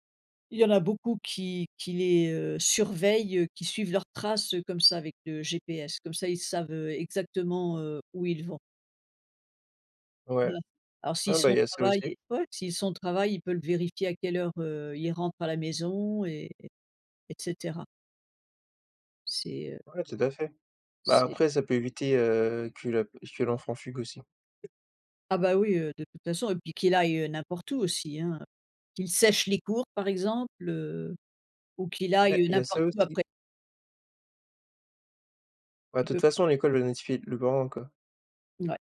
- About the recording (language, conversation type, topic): French, unstructured, Qu’est-ce que tu aimais faire quand tu étais plus jeune ?
- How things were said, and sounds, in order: stressed: "surveillent"; tapping; stressed: "sèche"